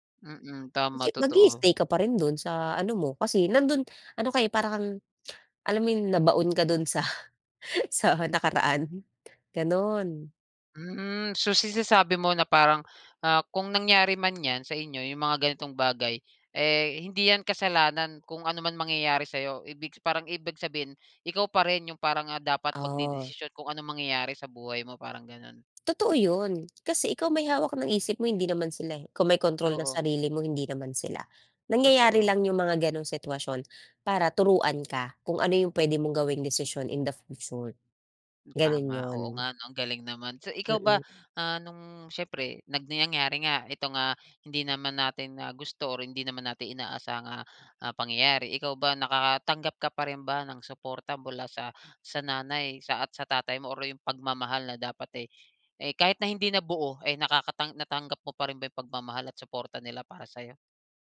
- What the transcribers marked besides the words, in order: lip trill; laughing while speaking: "nabaon ka do'n sa sa nakaraan"; tongue click; "sinasabi" said as "sisasabi"; tapping; other background noise; in English: "in the future"
- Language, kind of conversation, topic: Filipino, podcast, Ano ang naging papel ng pamilya mo sa mga pagbabagong pinagdaanan mo?